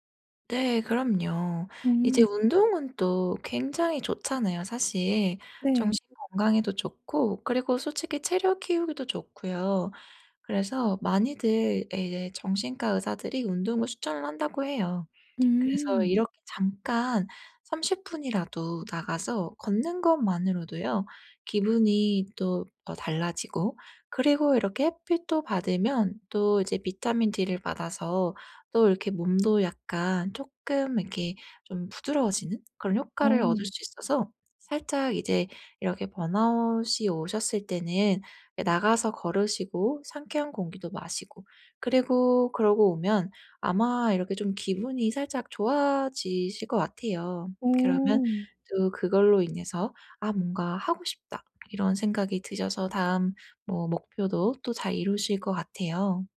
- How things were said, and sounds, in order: none
- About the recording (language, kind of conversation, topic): Korean, advice, 번아웃을 겪는 지금, 현실적인 목표를 세우고 기대치를 조정하려면 어떻게 해야 하나요?